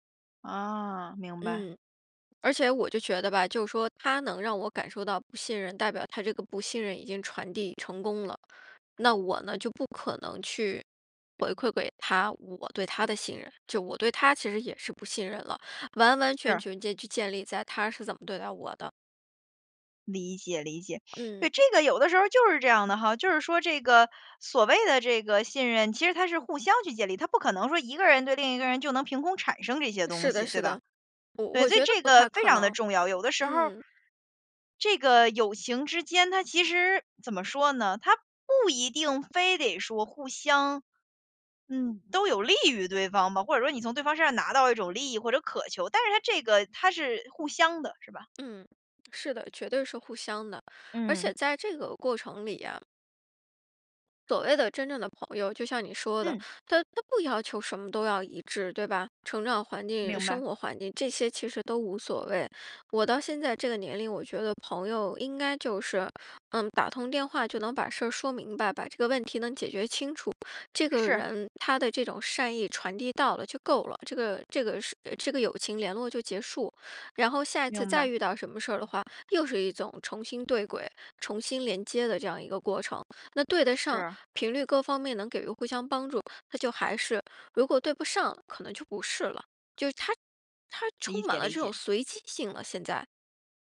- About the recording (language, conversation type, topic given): Chinese, podcast, 你觉得什么样的人才算是真正的朋友？
- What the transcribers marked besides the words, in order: other background noise; "给" said as "轨"; "种" said as "总"